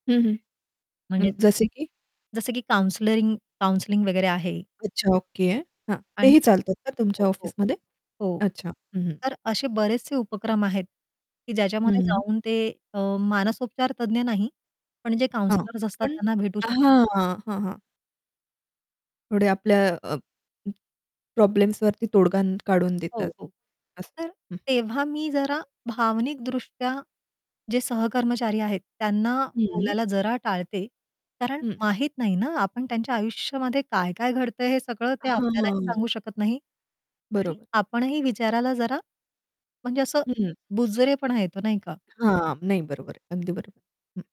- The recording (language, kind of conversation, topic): Marathi, podcast, मदत करताना तुम्ही स्वतःच्या मर्यादा कशा ठरवता?
- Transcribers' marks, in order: static; distorted speech; in English: "काउंसलिंग"; other background noise; tapping